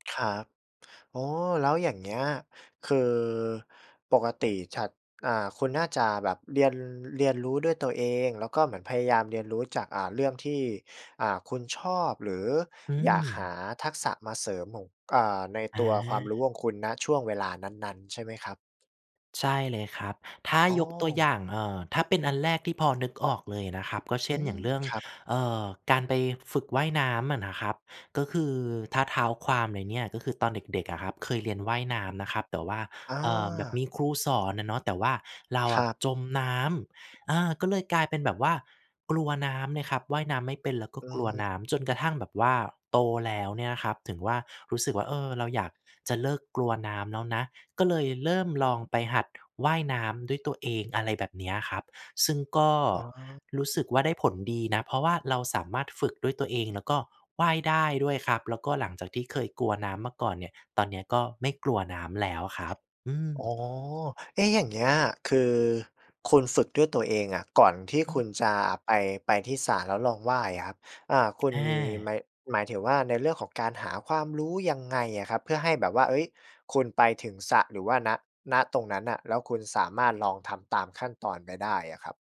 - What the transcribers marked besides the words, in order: none
- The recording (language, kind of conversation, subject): Thai, podcast, เริ่มเรียนรู้ทักษะใหม่ตอนเป็นผู้ใหญ่ คุณเริ่มต้นอย่างไร?